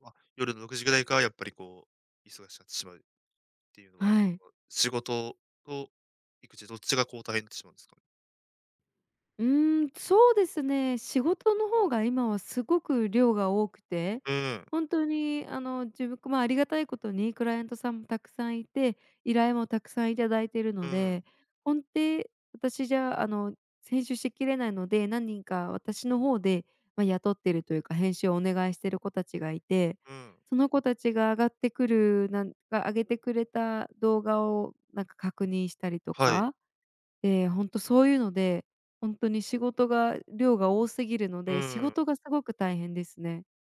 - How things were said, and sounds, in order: none
- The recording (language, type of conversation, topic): Japanese, advice, 仕事と家事の両立で自己管理がうまくいかないときはどうすればよいですか？
- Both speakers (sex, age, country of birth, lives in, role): female, 25-29, Japan, United States, user; male, 20-24, Japan, Japan, advisor